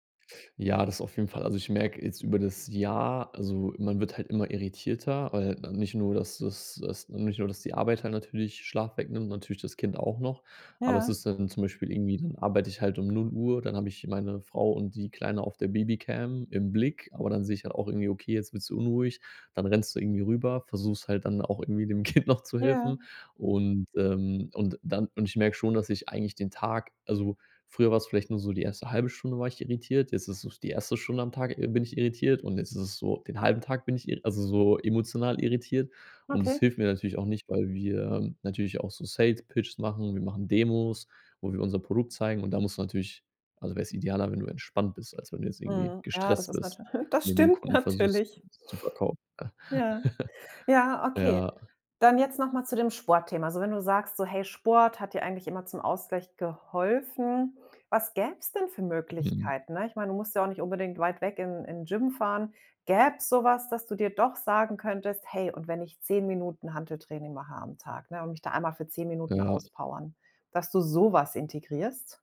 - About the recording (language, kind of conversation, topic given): German, advice, Wie kann ich mit zu vielen Überstunden umgehen, wenn mir kaum Zeit zur Erholung bleibt?
- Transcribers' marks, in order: laughing while speaking: "Kind"; in English: "Sales-Pitches"; chuckle; chuckle; other background noise